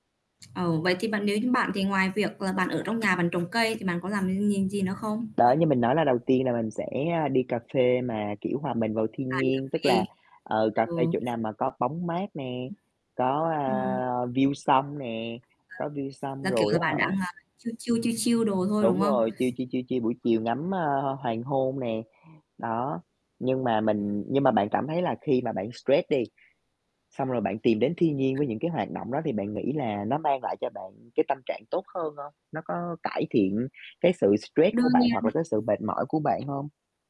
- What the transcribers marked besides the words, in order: static; tapping; other background noise; unintelligible speech; distorted speech; other noise; in English: "view"; unintelligible speech; in English: "view"; in English: "chill chill, chill chill"; in English: "chill chill, chill chill"
- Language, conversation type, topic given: Vietnamese, unstructured, Bạn có thấy thiên nhiên giúp bạn giảm căng thẳng không?